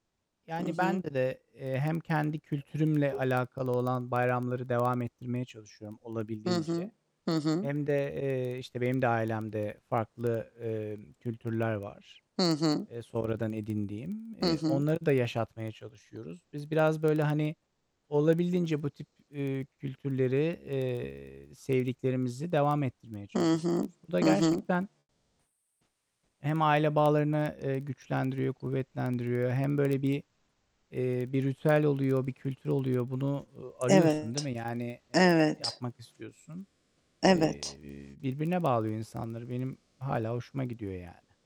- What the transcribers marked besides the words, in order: distorted speech; static; tapping
- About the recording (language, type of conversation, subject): Turkish, unstructured, Sizce bayramlar aile bağlarını nasıl etkiliyor?